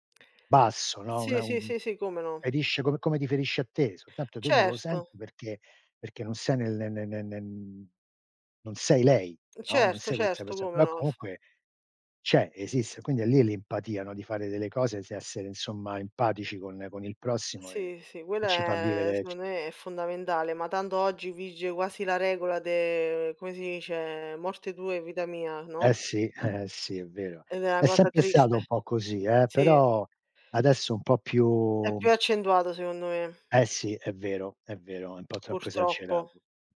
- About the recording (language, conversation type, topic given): Italian, unstructured, Qual è, secondo te, il valore più importante nella vita?
- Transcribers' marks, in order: none